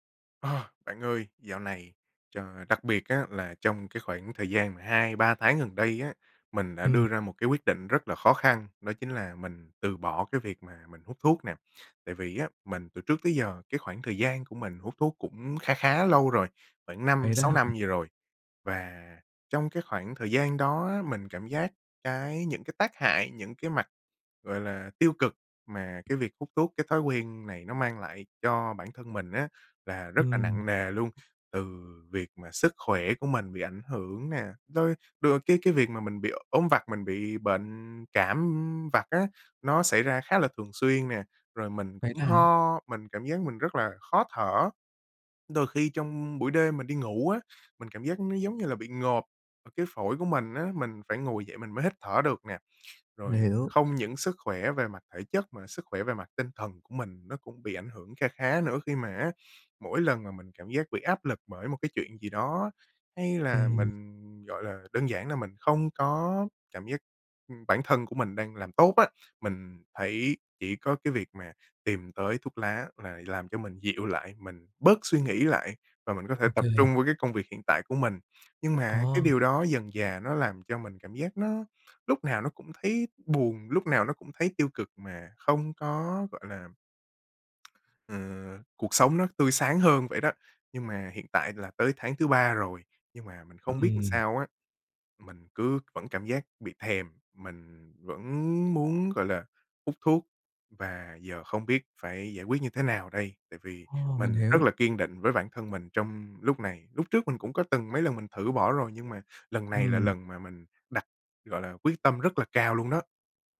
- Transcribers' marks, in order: other background noise; tapping; tongue click
- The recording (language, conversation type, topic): Vietnamese, advice, Làm thế nào để đối mặt với cơn thèm khát và kiềm chế nó hiệu quả?